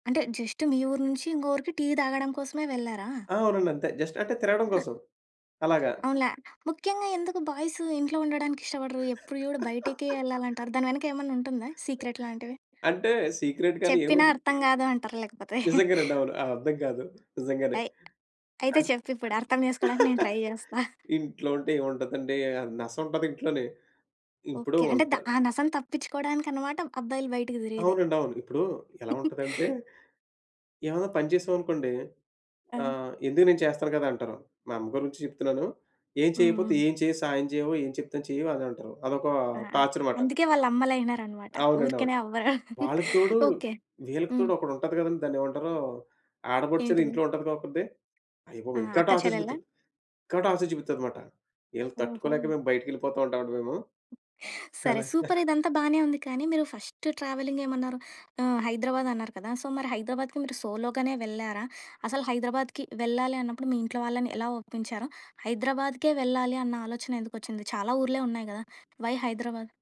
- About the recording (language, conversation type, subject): Telugu, podcast, ఒంటరి ప్రయాణంలో సురక్షితంగా ఉండేందుకు మీరు పాటించే ప్రధాన నియమాలు ఏమిటి?
- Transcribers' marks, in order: in English: "జస్ట్"; in English: "జస్ట్"; other noise; laugh; in English: "సీక్రెట్"; in English: "సీక్రెట్"; laugh; tapping; laugh; in English: "ట్రై"; chuckle; other background noise; laugh; in English: "టార్చర్"; laugh; in English: "టార్చర్"; in English: "టార్చర్"; in English: "సూపర్!"; chuckle; in English: "ఫస్ట్ ట్రావెలింగ్"; in English: "సో"; in English: "సోలోగానే"; in English: "వై"